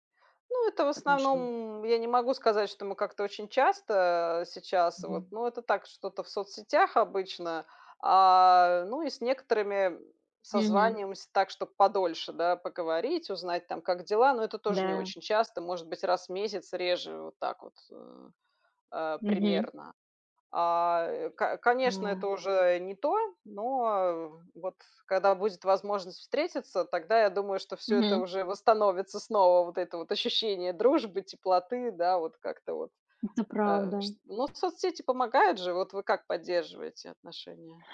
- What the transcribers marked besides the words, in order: tapping
- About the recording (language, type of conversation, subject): Russian, unstructured, Что для вас значит настоящая дружба?